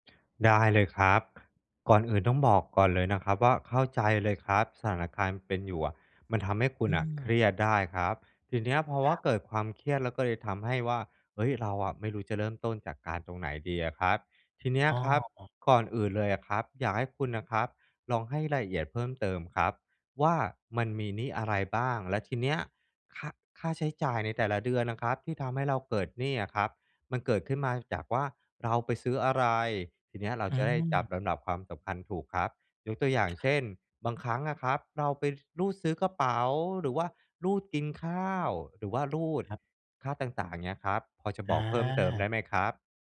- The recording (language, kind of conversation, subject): Thai, advice, ฉันควรจัดงบรายเดือนอย่างไรเพื่อให้ลดหนี้ได้อย่างต่อเนื่อง?
- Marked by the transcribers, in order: other background noise